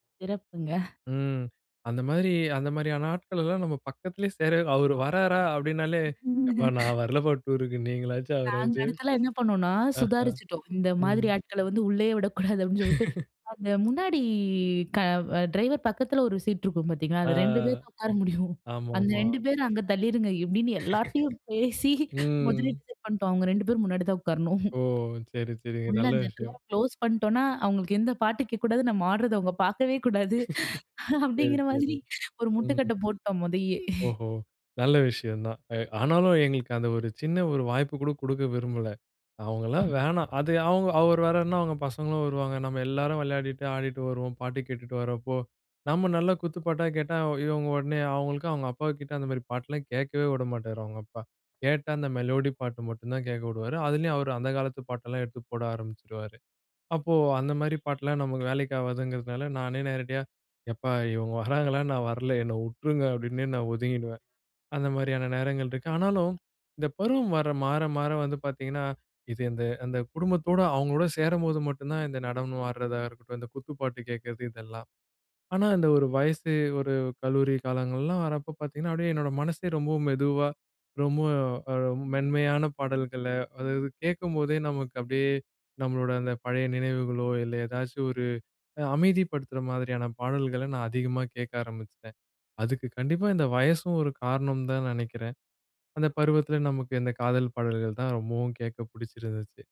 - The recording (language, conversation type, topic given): Tamil, podcast, வயது அதிகரித்ததால் உங்கள் இசை ரசனை மாறியிருக்கிறதா?
- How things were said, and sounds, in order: tapping; laughing while speaking: "ஆமங்க"; laugh; laugh; in English: "டிசைட்"; chuckle; in English: "டோர குளோஸ்"; laugh; laugh